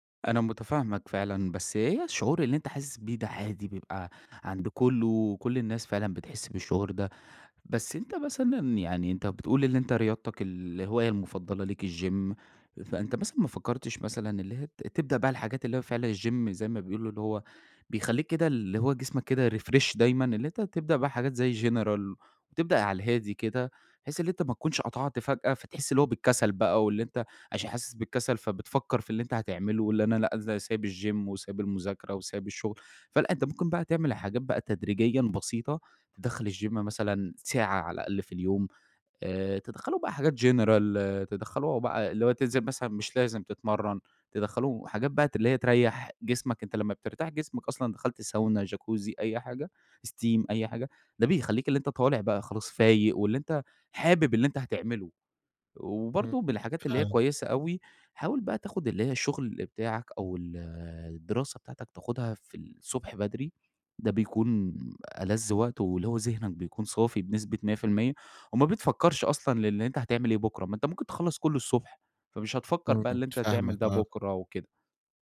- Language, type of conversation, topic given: Arabic, advice, إزاي أعبّر عن إحساسي بالتعب واستنزاف الإرادة وعدم قدرتي إني أكمل؟
- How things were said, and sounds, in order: in English: "الGym"; in English: "الGym"; in English: "refresh"; in English: "General"; in English: "الGym"; in English: "الGym"; in English: "general"; in English: "steam"; tapping